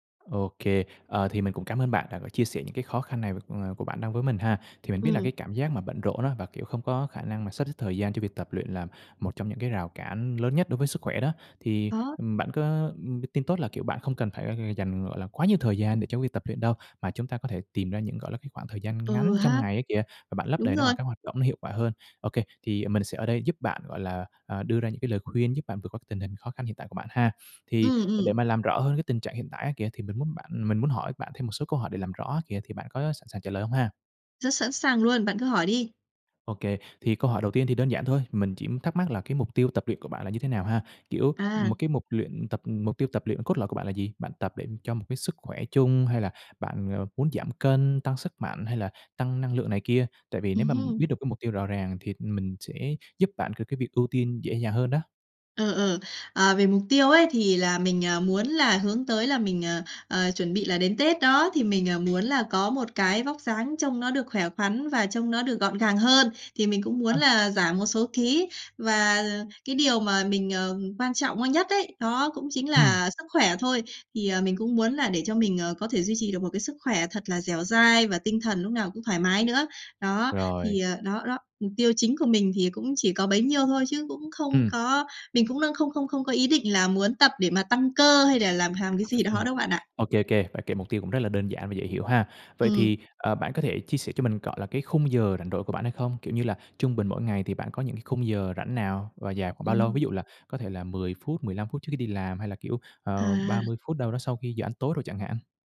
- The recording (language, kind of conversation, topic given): Vietnamese, advice, Làm sao sắp xếp thời gian để tập luyện khi tôi quá bận rộn?
- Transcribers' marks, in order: sniff; tapping; other background noise